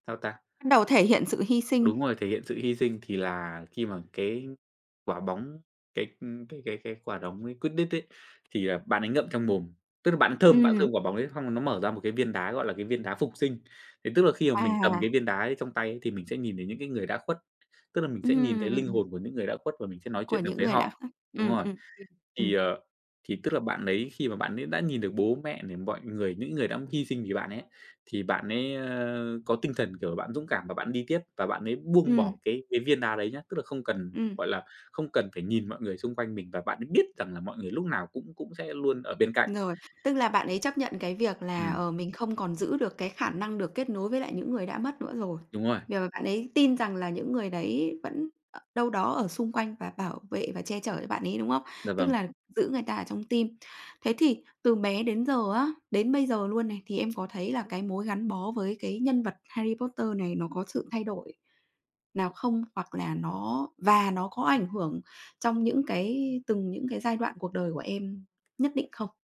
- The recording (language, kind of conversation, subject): Vietnamese, podcast, Bạn có gắn bó với nhân vật hư cấu nào không?
- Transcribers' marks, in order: tapping